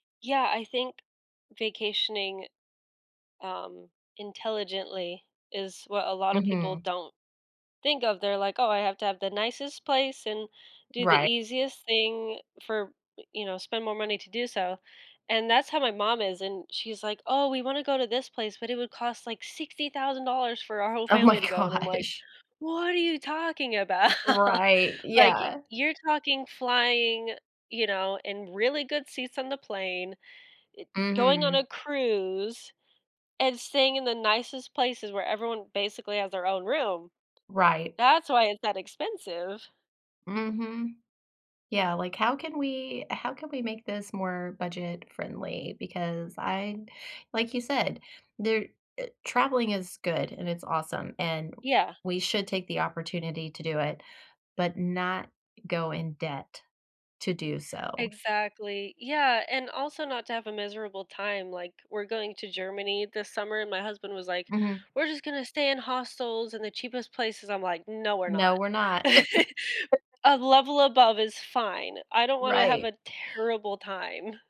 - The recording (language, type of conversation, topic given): English, unstructured, What is one money habit you think everyone should learn early?
- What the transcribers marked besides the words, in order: laughing while speaking: "gosh"; other background noise; laughing while speaking: "about?"; tapping; laugh